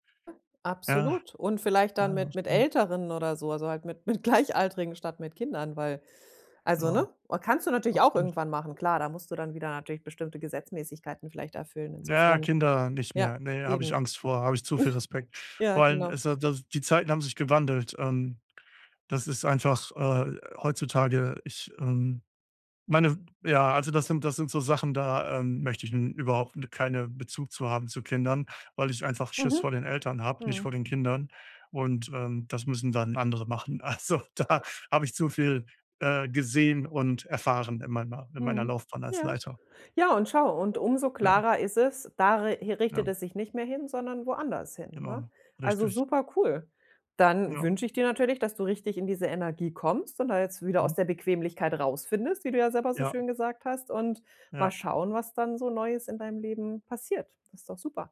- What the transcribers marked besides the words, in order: other background noise; laughing while speaking: "mit Gleichaltrigen"; chuckle; laughing while speaking: "Also, da"
- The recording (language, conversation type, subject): German, advice, Wie kann ich mehr Geld für Erlebnisse statt für Dinge ausgeben?